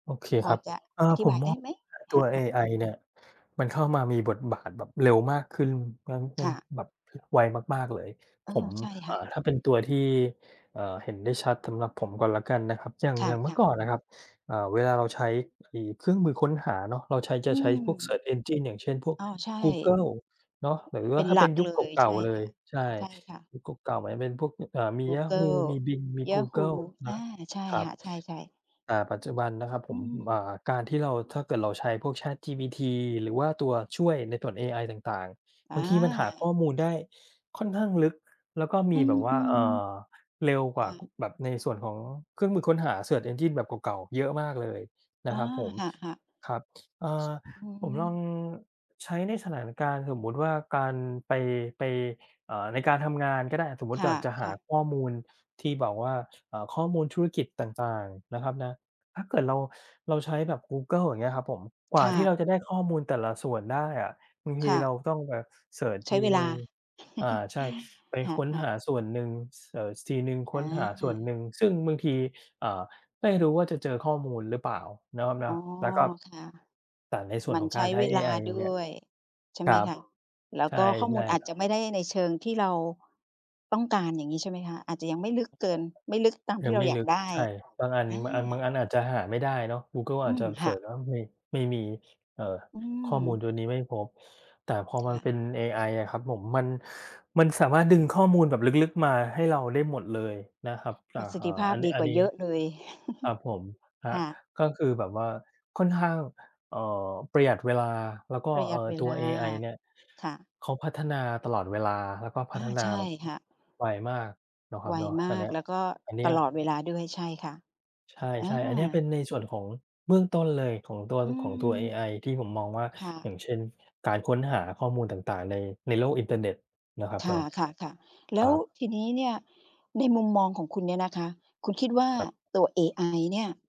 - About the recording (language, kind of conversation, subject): Thai, podcast, คุณคิดอย่างไรกับปัญญาประดิษฐ์ที่เข้ามาช่วยในชีวิตประจำวัน?
- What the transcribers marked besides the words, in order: unintelligible speech; in English: "engine"; other noise; chuckle; tapping; chuckle